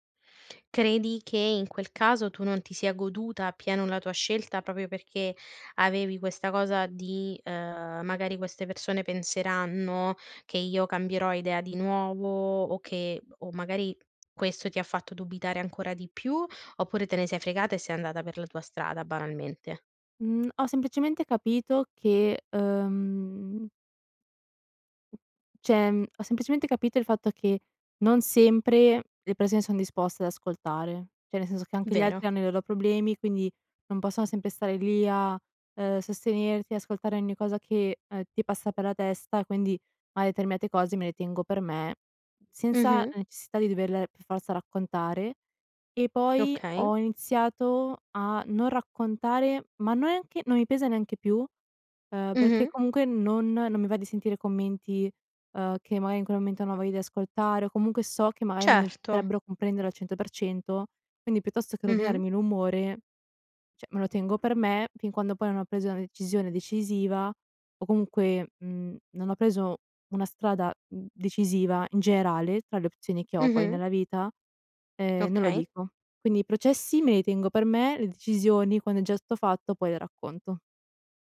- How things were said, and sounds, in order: tapping; "cioè" said as "ceh"; "Cioè" said as "ceh"; dog barking; "neanche" said as "noanche"; "cioè" said as "ceh"; other background noise
- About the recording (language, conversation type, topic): Italian, podcast, Come si costruisce la fiducia necessaria per parlare apertamente?